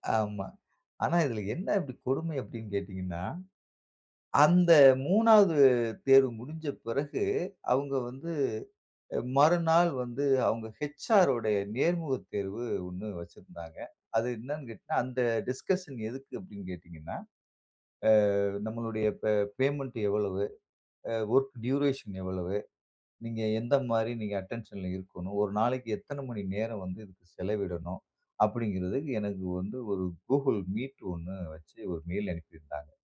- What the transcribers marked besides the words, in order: in English: "டிஸ்கஷன்"; in English: "வொர்க் டியூரேஷன்"; in English: "அட்டென்ஷன்ல"
- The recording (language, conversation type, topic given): Tamil, podcast, ஒரு பெரிய வாய்ப்பை தவறவிட்ட அனுபவத்தை பகிரலாமா?